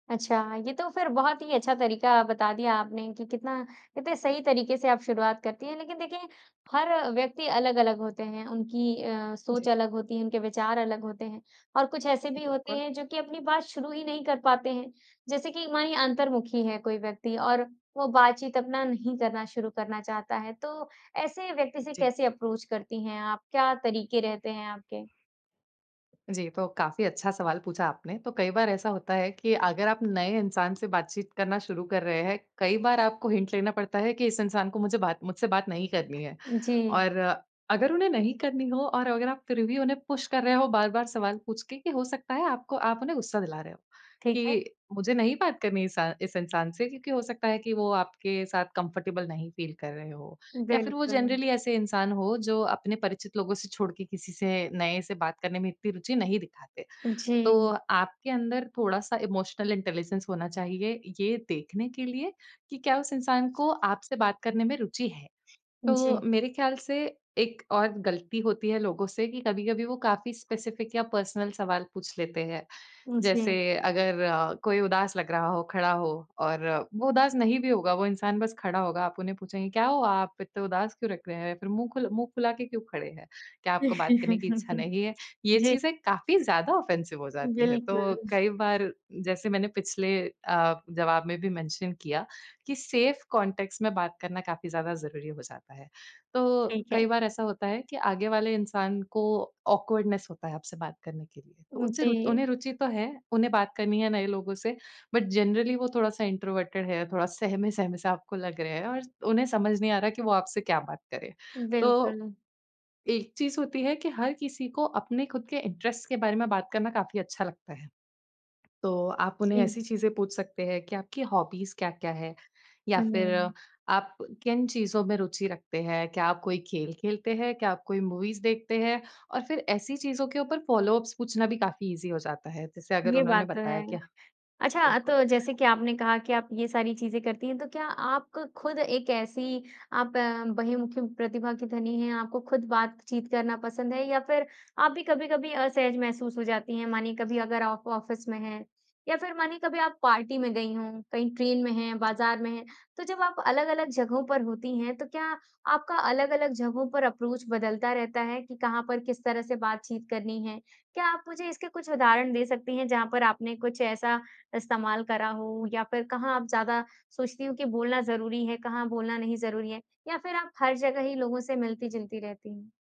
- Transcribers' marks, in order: in English: "अप्रोच"; in English: "हिंट"; in English: "पुश"; tapping; in English: "कम्फ़र्टेबल"; in English: "फ़ील"; in English: "जनरली"; in English: "इमोशनल इंटेलिजेंस"; in English: "स्पेसिफ़िक"; in English: "पर्सनल"; chuckle; in English: "ऑफ़ेंसिव"; in English: "मेंशन"; in English: "सेफ़ कॉन्टेक्स्ट"; in English: "ऑकवर्डनेस"; in English: "बट जनरली"; in English: "इंट्रोवर्टेड"; in English: "इंटरेस्ट"; in English: "हॉबीज़"; in English: "मूवीज़"; in English: "फ़ॉलो-अप्स"; in English: "ईज़ी"; in English: "ऑफ़िस"; in English: "पार्टी"; in English: "अप्रोच"
- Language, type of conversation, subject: Hindi, podcast, आप किसी अपरिचित व्यक्ति से बातचीत की शुरुआत कैसे करते हैं?